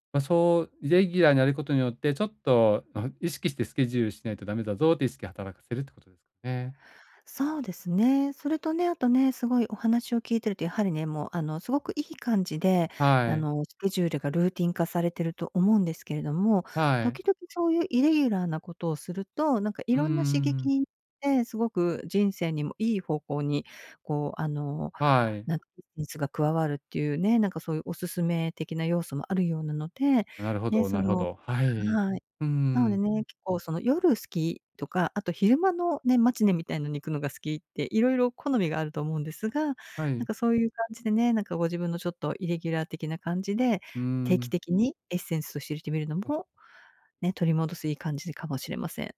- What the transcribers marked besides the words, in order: unintelligible speech; other noise
- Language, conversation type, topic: Japanese, advice, どうすれば趣味の時間をもっと確保できますか？